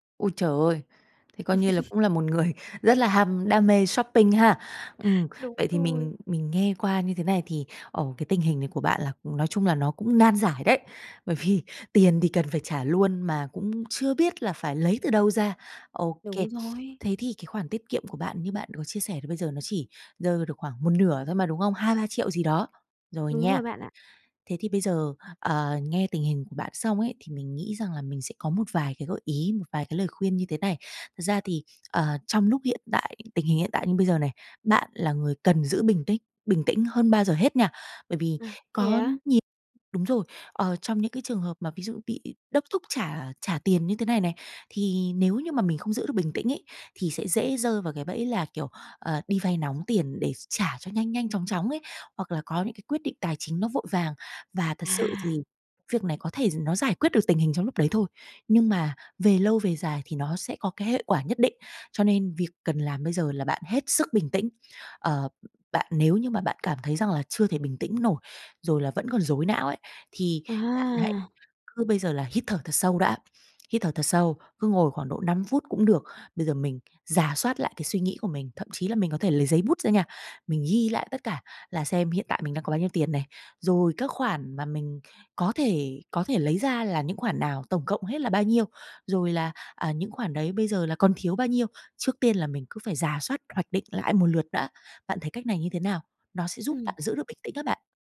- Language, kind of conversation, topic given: Vietnamese, advice, Bạn đã gặp khoản chi khẩn cấp phát sinh nào khiến ngân sách của bạn bị vượt quá dự kiến không?
- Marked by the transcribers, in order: tapping; laugh; in English: "shopping"; laughing while speaking: "Bởi vì"; other background noise